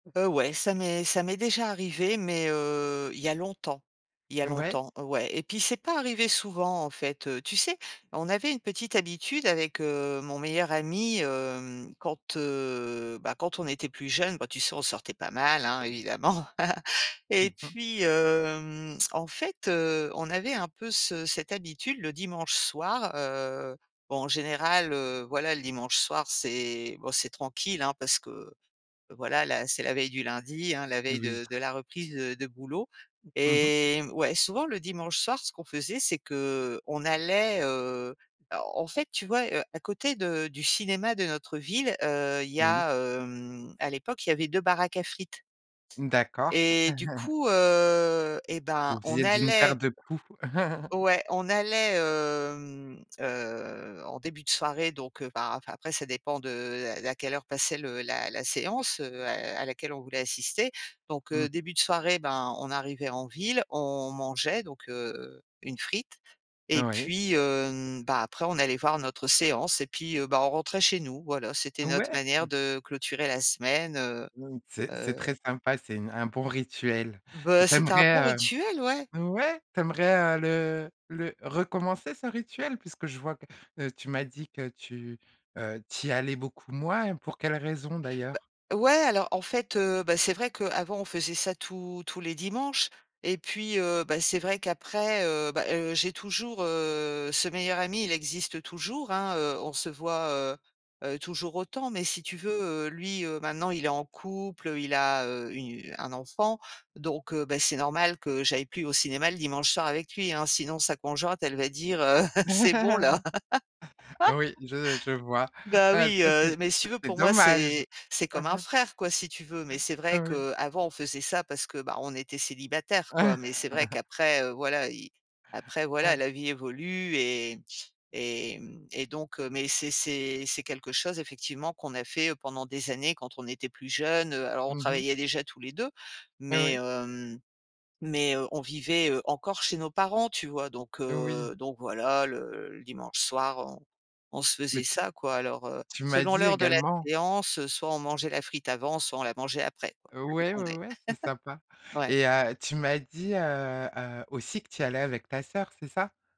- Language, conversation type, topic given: French, podcast, Quelle place le cinéma en salle a-t-il dans ta vie aujourd’hui ?
- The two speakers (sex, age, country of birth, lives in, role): female, 40-44, France, France, host; female, 50-54, France, France, guest
- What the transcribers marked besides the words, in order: chuckle; chuckle; tapping; chuckle; drawn out: "hem"; chuckle; laugh; chuckle; chuckle; chuckle